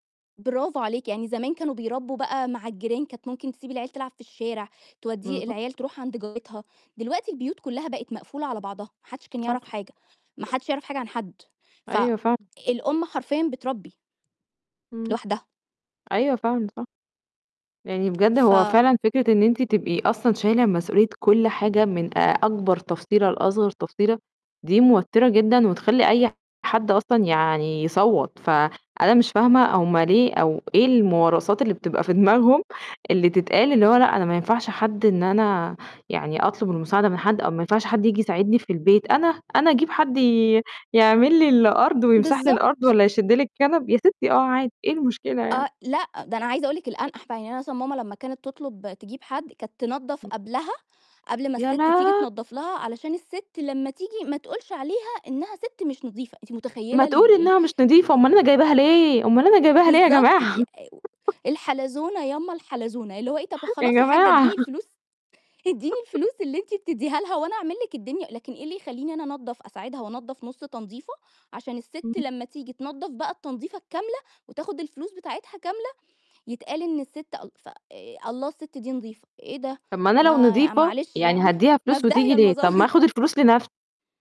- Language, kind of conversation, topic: Arabic, podcast, إزاي تعرف إنك محتاج تطلب مساعدة؟
- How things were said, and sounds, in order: distorted speech; other noise; laughing while speaking: "جماعة"; chuckle; laughing while speaking: "يا جماعة"; chuckle; laughing while speaking: "المظاهر"; chuckle; tapping